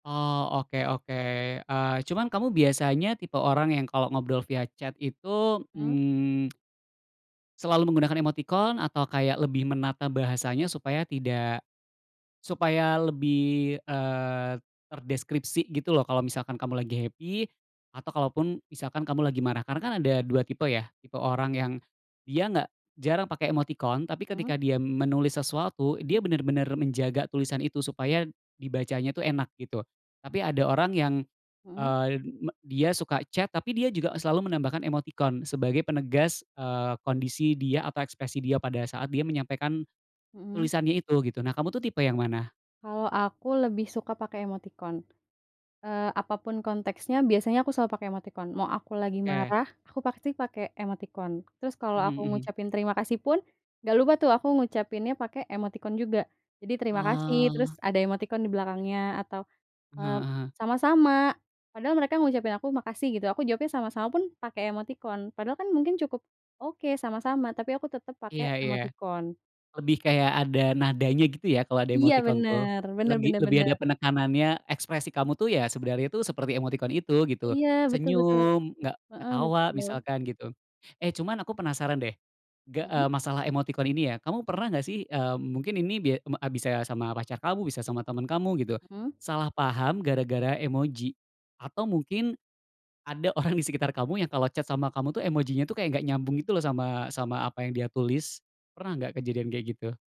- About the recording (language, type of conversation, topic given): Indonesian, podcast, Apa perbedaan antara ngobrol lewat chat dan ngobrol tatap muka menurutmu?
- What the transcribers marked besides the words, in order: in English: "chat"; tsk; in English: "happy"; in English: "chat"; in English: "chat"